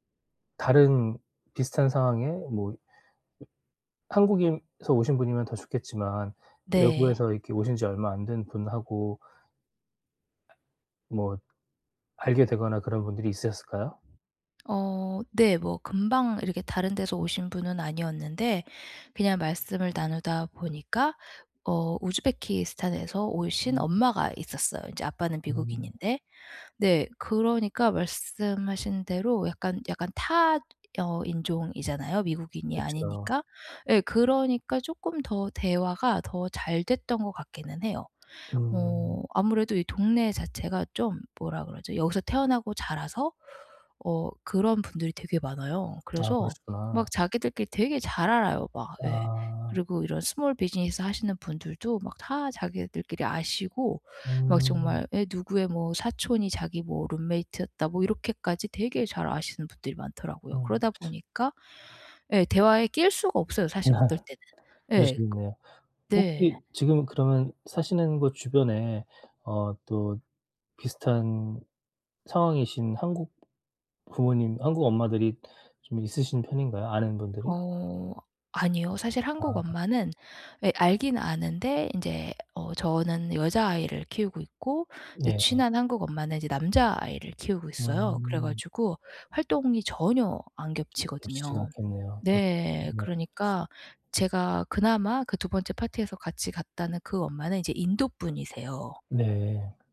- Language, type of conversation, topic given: Korean, advice, 파티에서 혼자라고 느껴 어색할 때는 어떻게 하면 좋을까요?
- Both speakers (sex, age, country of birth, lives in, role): female, 40-44, United States, United States, user; male, 40-44, South Korea, South Korea, advisor
- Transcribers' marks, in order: other background noise; tapping; in English: "스몰 비즈니스"; laughing while speaking: "아"